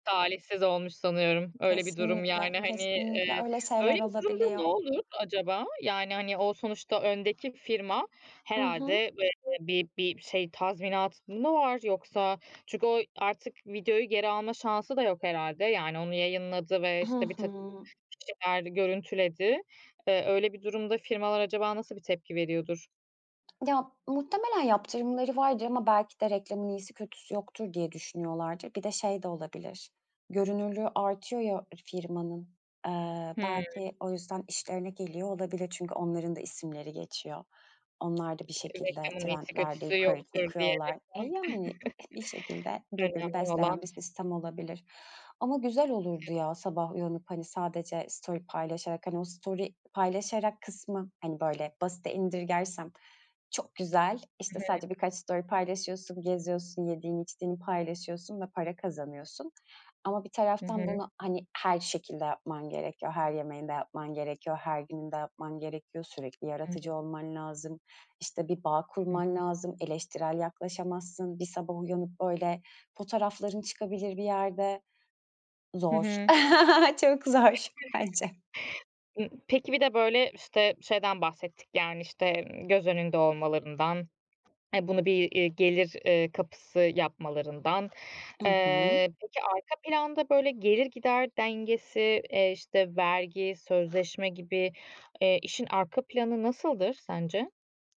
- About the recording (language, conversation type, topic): Turkish, podcast, Influencer olmak günlük hayatını sence nasıl değiştirir?
- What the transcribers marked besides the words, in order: other background noise; tapping; chuckle; in English: "story"; in English: "story"; unintelligible speech; in English: "story"; laugh; laughing while speaking: "Çok zor bence"